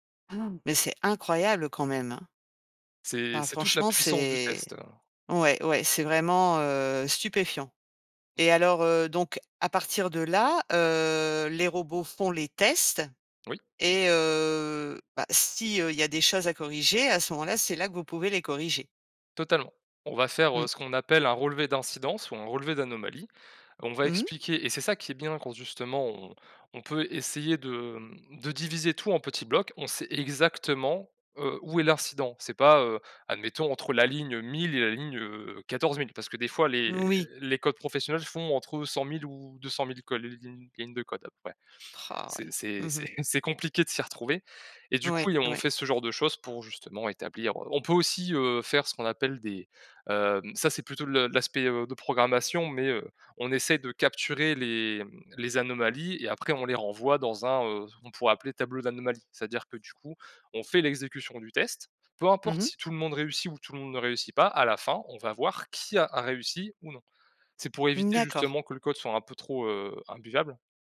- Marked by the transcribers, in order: none
- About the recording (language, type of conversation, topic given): French, podcast, Quelle astuce pour éviter le gaspillage quand tu testes quelque chose ?